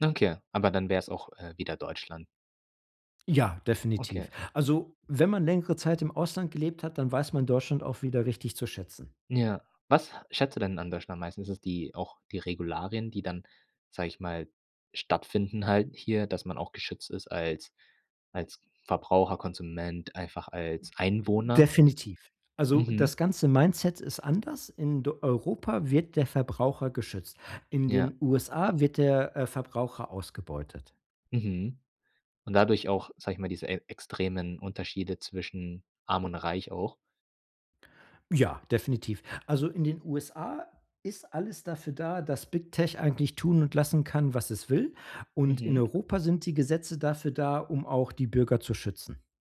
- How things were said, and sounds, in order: in English: "Big Tech"
- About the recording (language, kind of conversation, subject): German, podcast, Wie gehst du mit deiner Privatsphäre bei Apps und Diensten um?